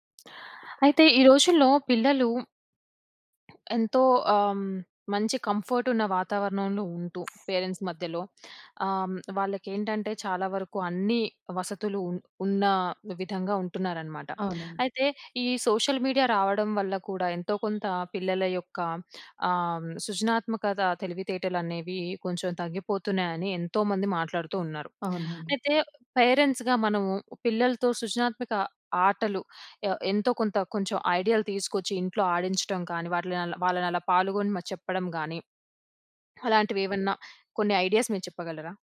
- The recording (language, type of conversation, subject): Telugu, podcast, పిల్లలతో సృజనాత్మక ఆటల ఆలోచనలు ఏవైనా చెప్పగలరా?
- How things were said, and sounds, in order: tapping; other background noise; in English: "సోషల్ మీడియా"; horn; in English: "పేరెంట్స్‌గా"; in English: "ఐడియాస్"